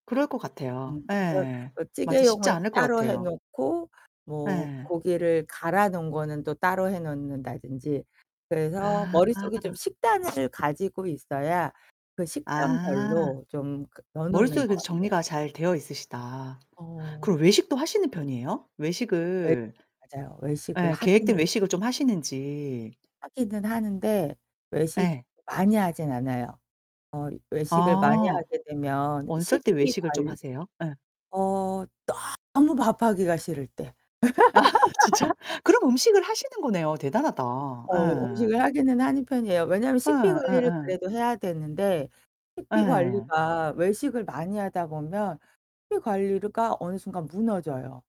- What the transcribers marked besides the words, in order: distorted speech; other background noise; tapping; laughing while speaking: "아 진짜?"; laugh
- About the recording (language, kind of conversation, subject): Korean, podcast, 식비를 잘 관리하고 장을 효율적으로 보는 요령은 무엇인가요?